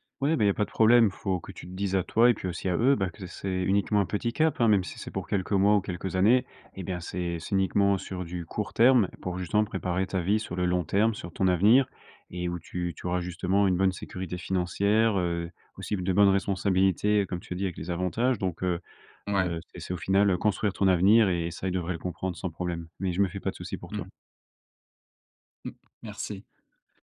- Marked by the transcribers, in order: none
- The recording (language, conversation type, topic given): French, advice, Comment gérer la pression de choisir une carrière stable plutôt que de suivre sa passion ?